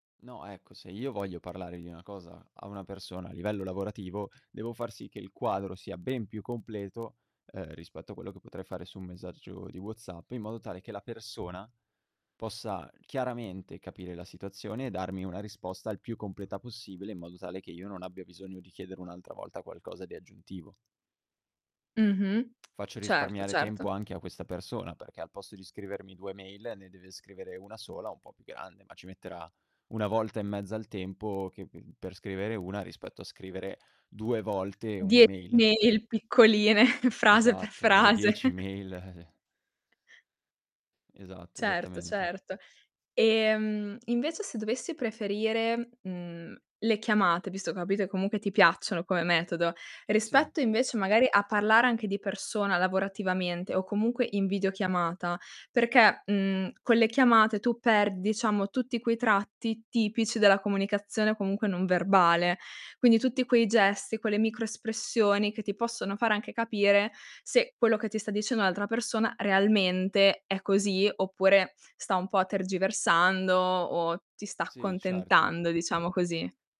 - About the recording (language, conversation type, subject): Italian, podcast, Preferisci parlare tramite messaggi o telefonate, e perché?
- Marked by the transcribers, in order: distorted speech; tapping; "messaggio" said as "mesadgio"; laughing while speaking: "piccoline, frase per frase"; chuckle; "diciamo" said as "iciamo"